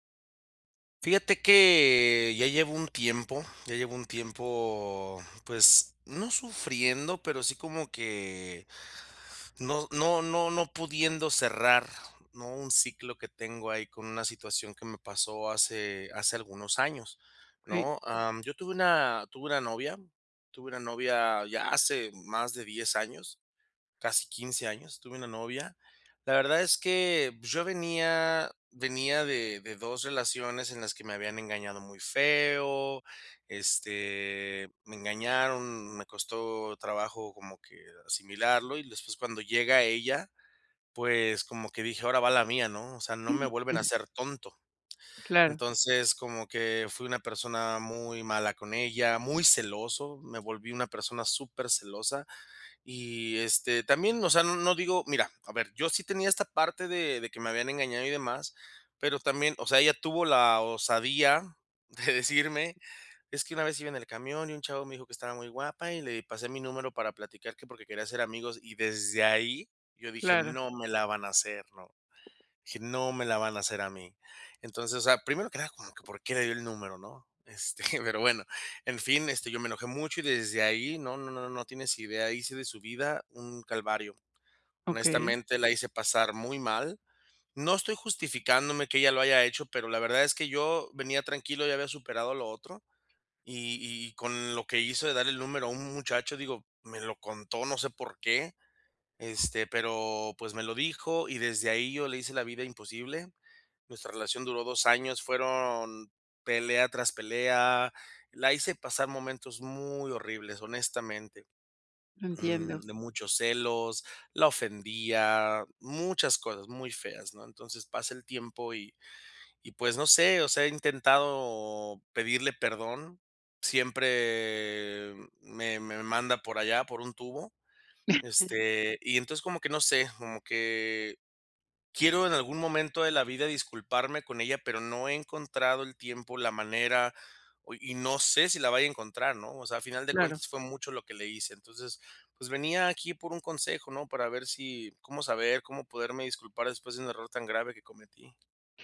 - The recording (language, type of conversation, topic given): Spanish, advice, ¿Cómo puedo disculparme correctamente después de cometer un error?
- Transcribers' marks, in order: unintelligible speech; laughing while speaking: "de"; laughing while speaking: "este"; chuckle